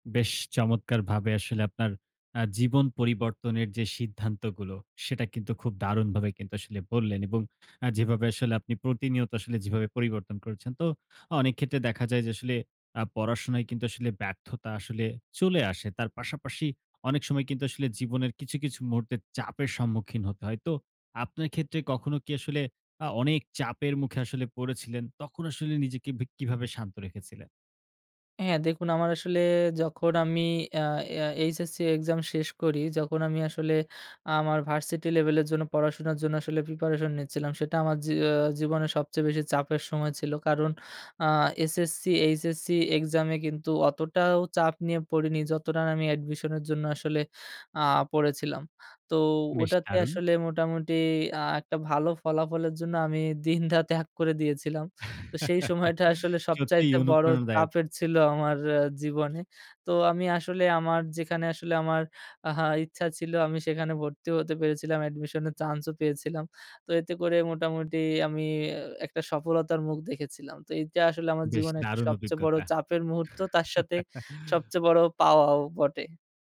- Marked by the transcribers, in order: laughing while speaking: "দিন রাত এক করে দিয়েছিলাম"; laugh; chuckle
- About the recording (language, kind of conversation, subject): Bengali, podcast, পড়াশোনায় ব্যর্থতার অভিজ্ঞতা থেকে আপনি কী শিখেছেন?